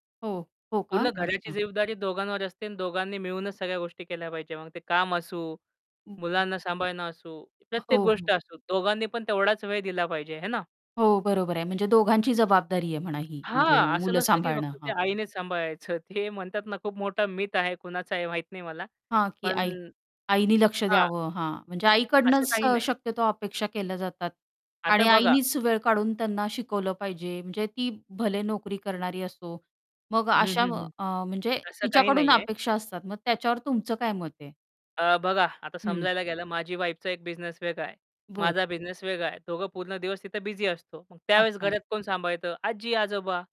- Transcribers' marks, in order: distorted speech; "जबाबदारी" said as "जीवदारी"; other noise; static; laughing while speaking: "सांभाळायचं"; in English: "मिथ"
- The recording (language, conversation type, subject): Marathi, podcast, काम सांभाळत मुलांसाठी वेळ कसा काढता?